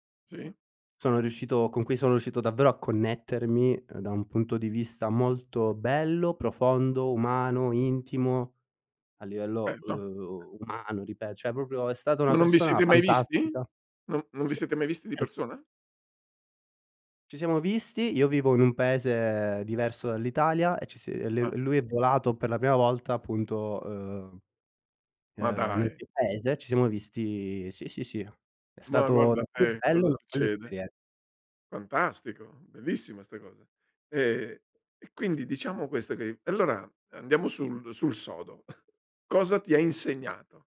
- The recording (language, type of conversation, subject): Italian, podcast, Che cosa ti ha insegnato un mentore importante?
- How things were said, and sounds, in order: other background noise; unintelligible speech; cough